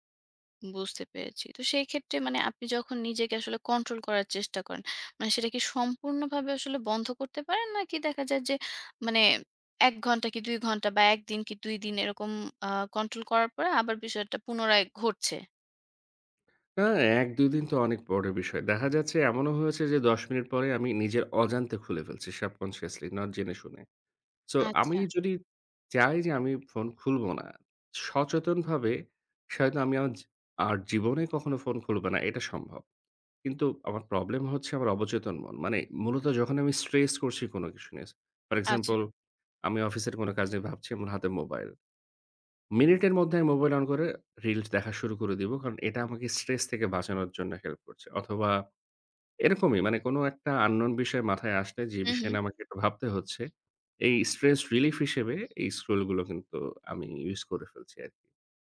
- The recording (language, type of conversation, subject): Bengali, advice, ফোনের ব্যবহার সীমিত করে সামাজিক যোগাযোগমাধ্যমের ব্যবহার কমানোর অভ্যাস কীভাবে গড়ে তুলব?
- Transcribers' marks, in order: tapping; "হয়তো" said as "সয়তো"